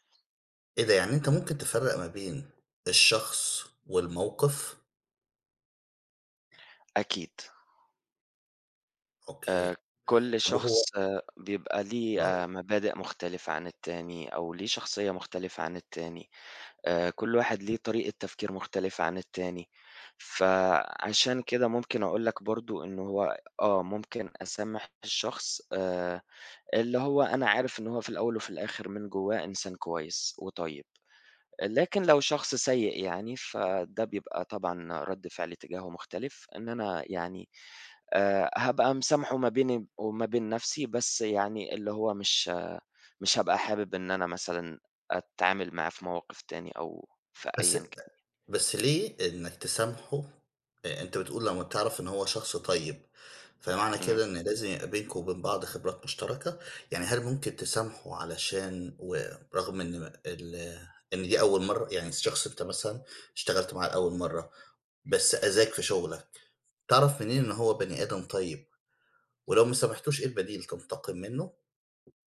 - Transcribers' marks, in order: tapping
- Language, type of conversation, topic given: Arabic, unstructured, هل تقدر تسامح حد آذاك جامد؟